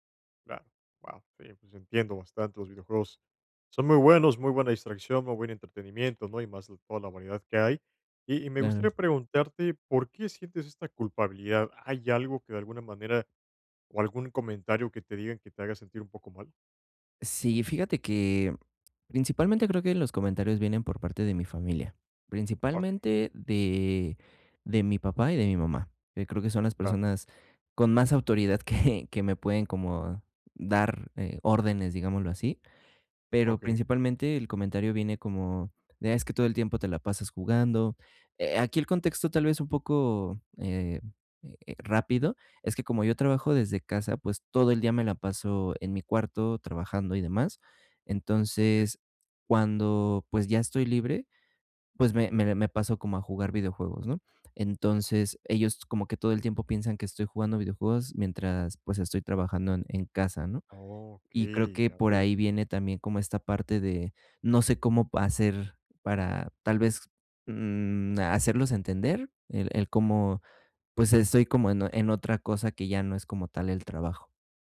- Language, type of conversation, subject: Spanish, advice, Cómo crear una rutina de ocio sin sentirse culpable
- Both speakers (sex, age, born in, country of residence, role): male, 20-24, Mexico, Mexico, user; male, 25-29, Mexico, Mexico, advisor
- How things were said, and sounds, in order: tapping; laughing while speaking: "que"